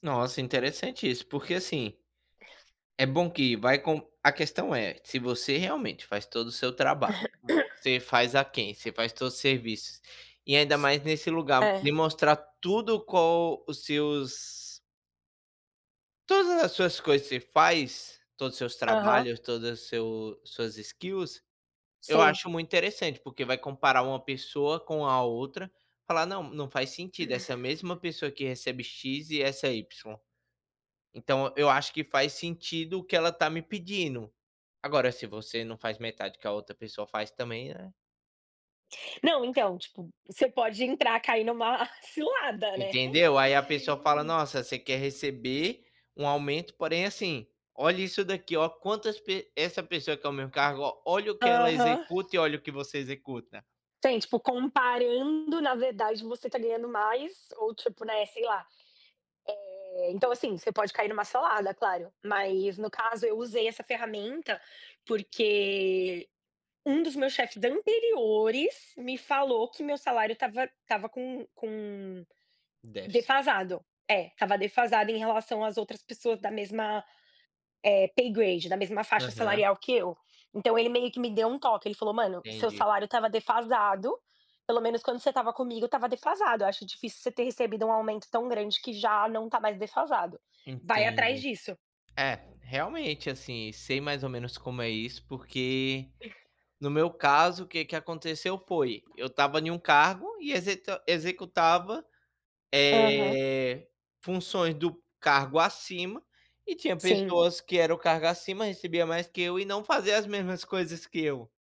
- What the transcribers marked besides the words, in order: other background noise; throat clearing; tapping; in English: "skills"; laughing while speaking: "uma"; in English: "paygrade"; drawn out: "eh"
- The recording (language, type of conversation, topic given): Portuguese, unstructured, Você acha que é difícil negociar um aumento hoje?
- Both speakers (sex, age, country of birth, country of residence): female, 30-34, Brazil, United States; male, 25-29, Brazil, United States